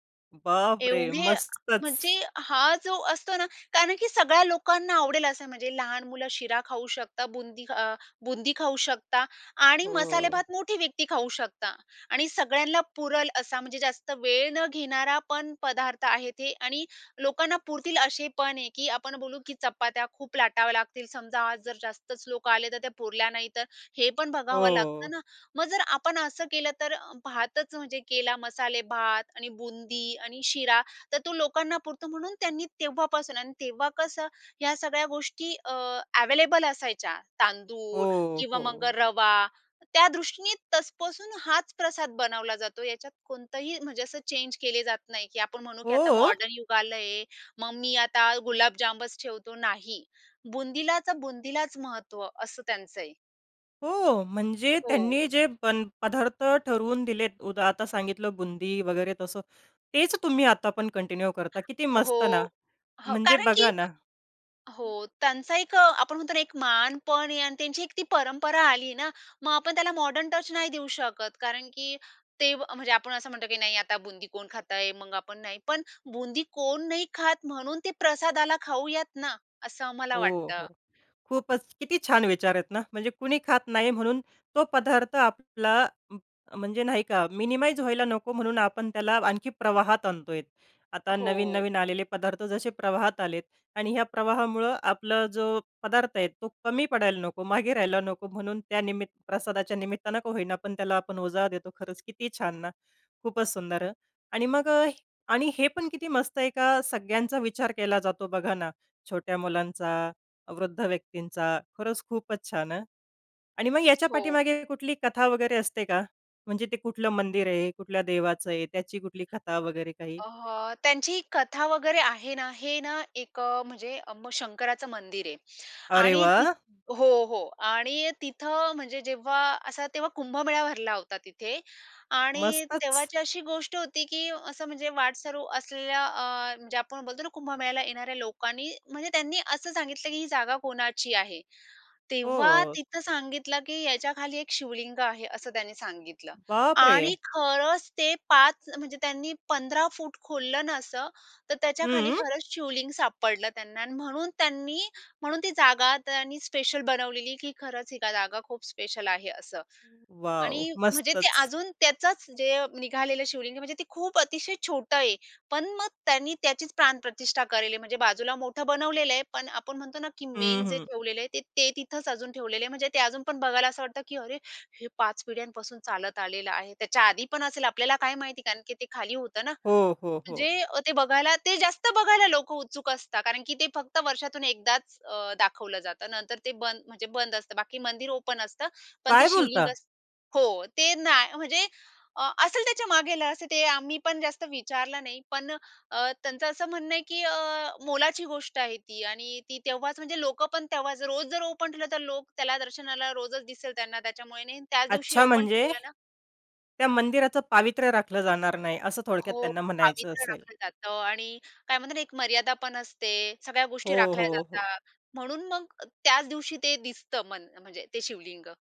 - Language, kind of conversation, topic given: Marathi, podcast, तुमच्या घरात पिढ्यानपिढ्या चालत आलेली कोणती परंपरा आहे?
- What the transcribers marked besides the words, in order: other background noise; "तेव्हा पासून" said as "तसपसून"; in English: "चेंज"; drawn out: "हो!"; surprised: "हो!"; in English: "कंटिन्यू"; in English: "मिनिमाईज"; surprised: "बाप रे!"; "केली आहे" said as "करेले"; in English: "मेन"; in English: "ओपन"; surprised: "काय बोलता?"; in English: "ओपन"